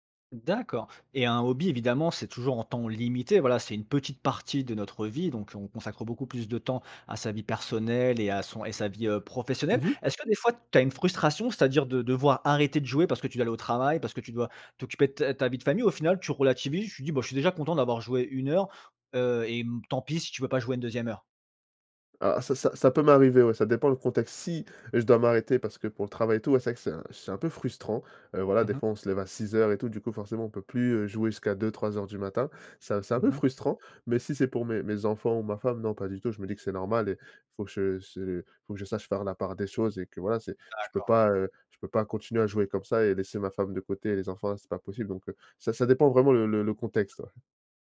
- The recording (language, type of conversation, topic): French, podcast, Quel est un hobby qui t’aide à vider la tête ?
- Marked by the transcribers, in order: tapping